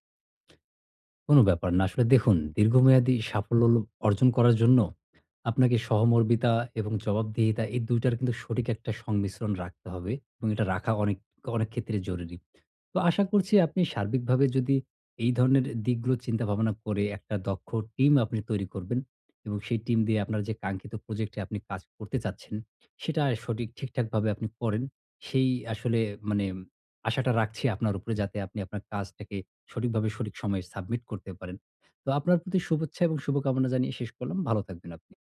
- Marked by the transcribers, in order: other background noise
- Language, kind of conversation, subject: Bengali, advice, আমি কীভাবে একটি মজবুত ও দক্ষ দল গড়ে তুলে দীর্ঘমেয়াদে তা কার্যকরভাবে ধরে রাখতে পারি?